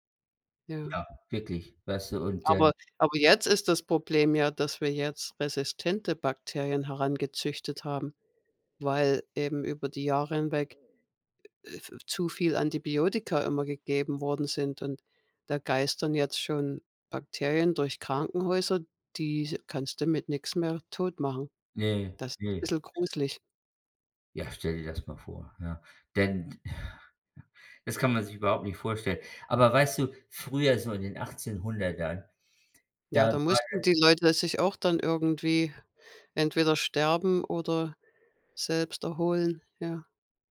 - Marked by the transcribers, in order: other background noise; snort
- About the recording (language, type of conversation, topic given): German, unstructured, Warum war die Entdeckung des Penicillins so wichtig?